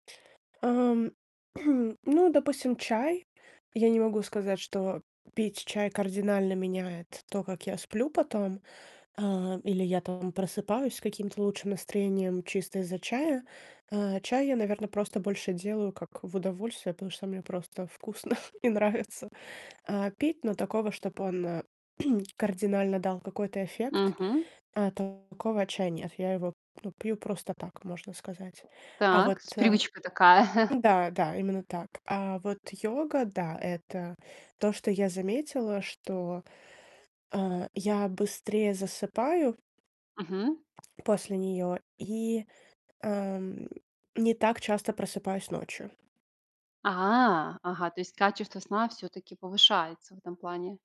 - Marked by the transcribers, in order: distorted speech; throat clearing; chuckle; laughing while speaking: "и нравится"; throat clearing; tapping; chuckle; other background noise
- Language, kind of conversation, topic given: Russian, podcast, Какие у вас вечерние ритуалы перед сном?